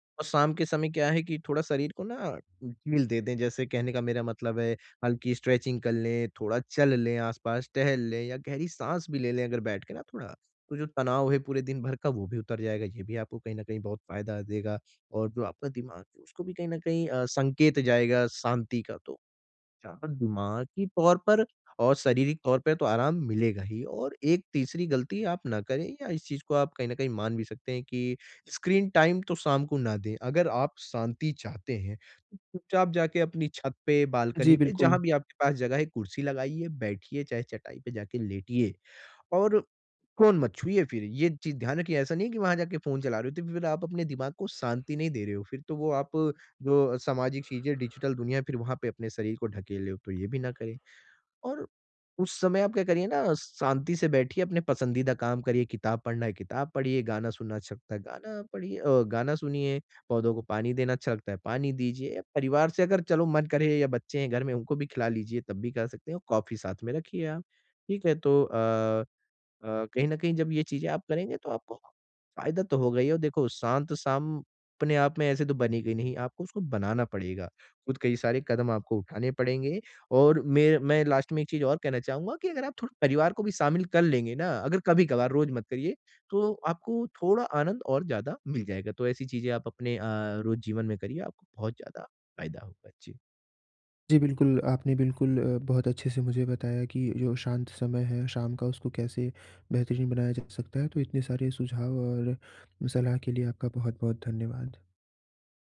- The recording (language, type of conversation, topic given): Hindi, advice, मैं शाम को शांत और आरामदायक दिनचर्या कैसे बना सकता/सकती हूँ?
- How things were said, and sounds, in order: in English: "स्ट्रेचिंग"; in English: "स्क्रीन टाइम"; tapping; other background noise; in English: "लास्ट"